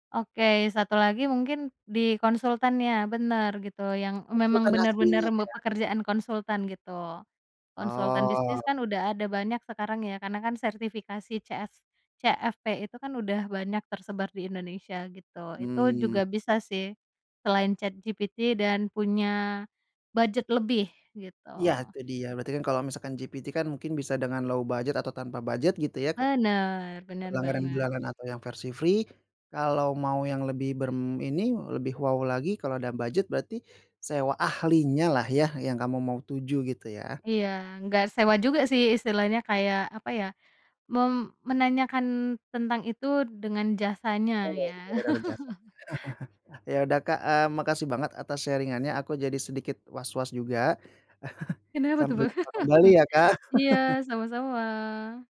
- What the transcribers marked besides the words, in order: in English: "low budget"; in English: "free"; laugh; in English: "sharing-annya"; chuckle; laughing while speaking: "Bang?"; laugh
- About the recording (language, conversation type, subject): Indonesian, podcast, Apa tanda-tanda bahwa suatu risiko memang layak kamu ambil?